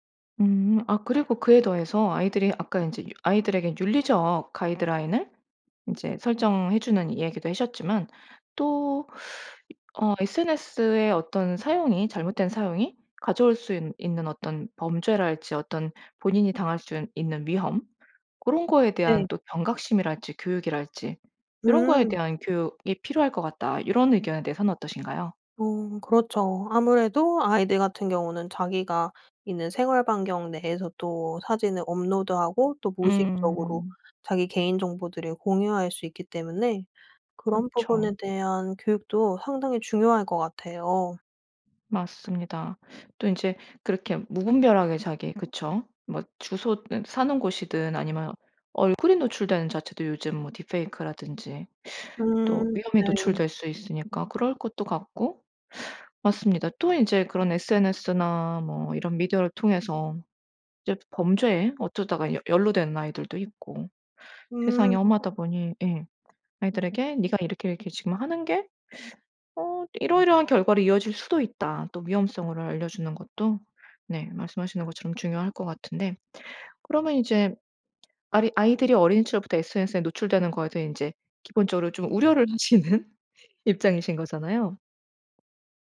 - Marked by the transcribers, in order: other background noise; tapping; laughing while speaking: "하시는"
- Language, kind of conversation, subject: Korean, podcast, 어린 시절부터 SNS에 노출되는 것이 정체성 형성에 영향을 줄까요?